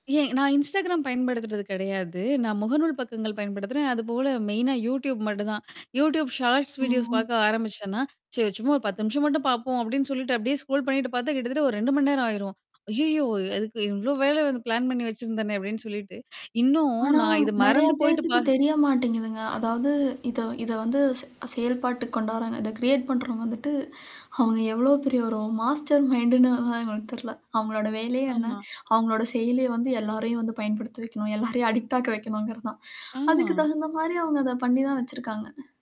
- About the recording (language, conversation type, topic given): Tamil, podcast, வீட்டில் இருக்கும்போது கைபேசி மற்றும் சமூக ஊடகப் பயன்பாட்டை நீங்கள் எப்படி கட்டுப்படுத்துகிறீர்கள்?
- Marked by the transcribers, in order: in English: "மெயினா"; in English: "ஷார்ட்ஸ் வீடியோஸ்"; distorted speech; in English: "ஸ்க்ரோல்"; in English: "பிளான்"; static; in English: "கிரியேட்"; in English: "மாஸ்டர் மைண்ட்ன்னு"; tapping; in English: "அடிக்ட்"; sigh